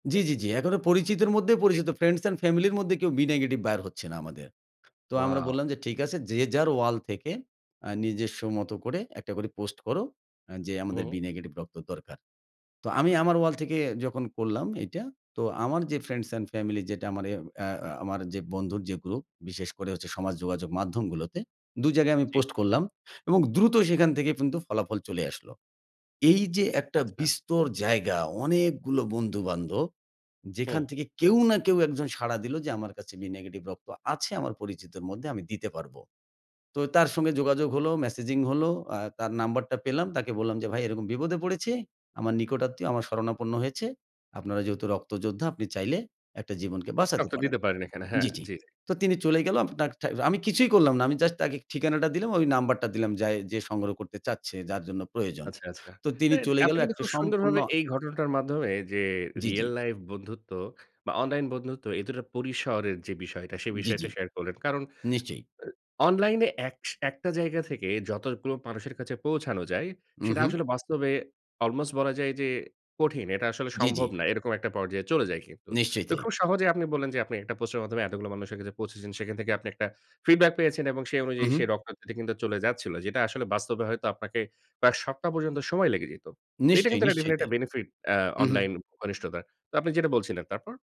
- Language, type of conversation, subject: Bengali, podcast, অনলাইনে গড়ে ওঠা সম্পর্কগুলো বাস্তব জীবনের সম্পর্কের থেকে আপনার কাছে কীভাবে আলাদা মনে হয়?
- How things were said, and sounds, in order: "এখনো" said as "একনো"; "মধ্যে" said as "মদ্দে"; unintelligible speech; "মধ্যে" said as "মদ্দে"; "বের" said as "বাইর"; other background noise; "কিন্তু" said as "ফিন্তু"; stressed: "অনেকগুলো"; tapping; in English: "almost"; in English: "definitely"; in English: "benefit"